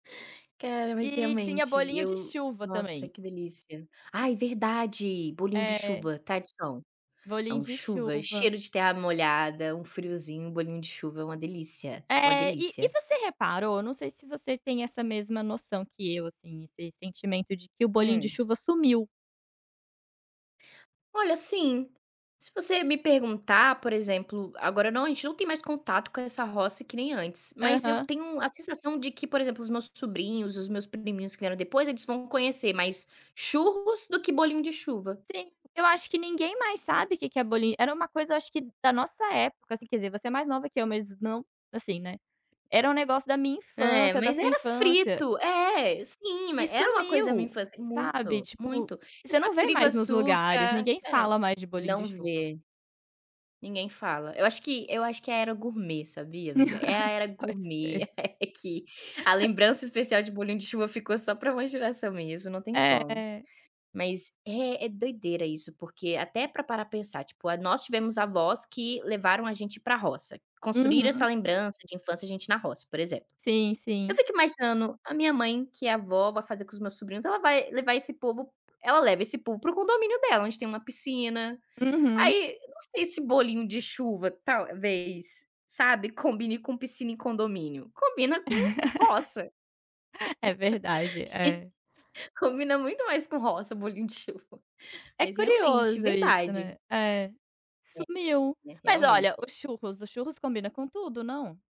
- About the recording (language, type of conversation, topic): Portuguese, unstructured, Qual é uma lembrança da sua infância que você guarda com carinho até hoje?
- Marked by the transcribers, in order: in French: "gourmet"; in French: "gourmet"; laugh; laughing while speaking: "é que"; laughing while speaking: "Pode ser"; laugh; tapping; laugh; laugh; laughing while speaking: "combina muito mais com roça, bolinho de chuva"